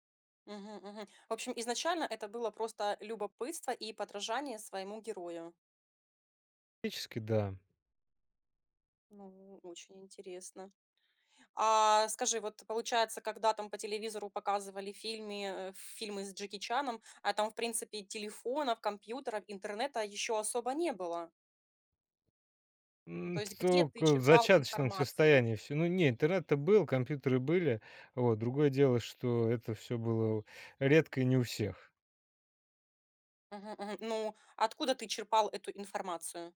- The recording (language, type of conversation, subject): Russian, podcast, Какие дыхательные техники вы пробовали и что у вас лучше всего работает?
- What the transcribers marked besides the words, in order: "Практически" said as "тически"; tapping; "Только" said as "тока"